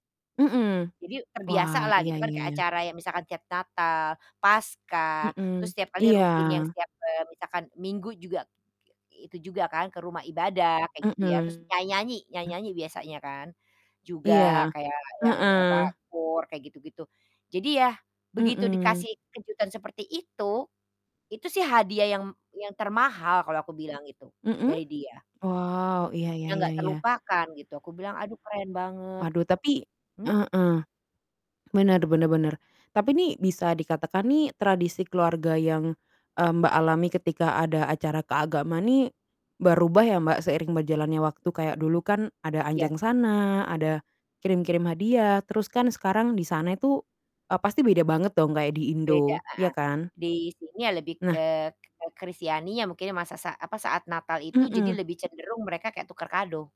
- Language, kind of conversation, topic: Indonesian, unstructured, Bagaimana tradisi keluarga Anda dalam merayakan hari besar keagamaan?
- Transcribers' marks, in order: distorted speech; static